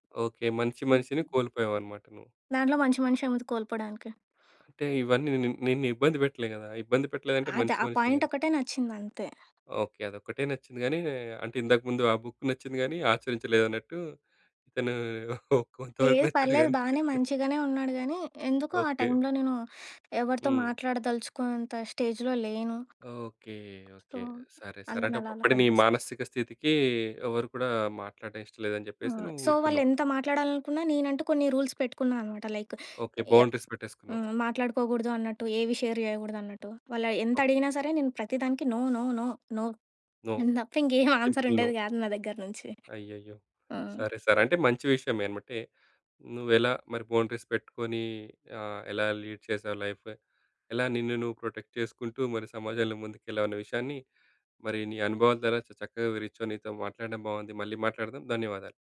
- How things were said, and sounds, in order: in English: "పాయింట్"; in English: "బుక్"; laughing while speaking: "కొంతవరకు నచ్చాడు గాని"; in English: "స్టేజ్‌లో"; other background noise; tapping; in English: "సో"; in English: "కట్"; in English: "సో"; in English: "రూల్స్"; in English: "బౌండరీస్"; in English: "లైక్"; in English: "షేర్"; in English: "నో. నో. నో. నో. నథింగ్"; in English: "నో. సింపుల్ నో"; chuckle; in English: "ఆన్సర్"; in English: "బౌండరీస్"; in English: "లీడ్"; in English: "లైఫ్"; in English: "ప్రొటెక్ట్"
- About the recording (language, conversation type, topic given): Telugu, podcast, ఆన్‌లైన్‌లో పరిమితులు పెట్టుకోవడం మీకు ఎలా సులభమవుతుంది?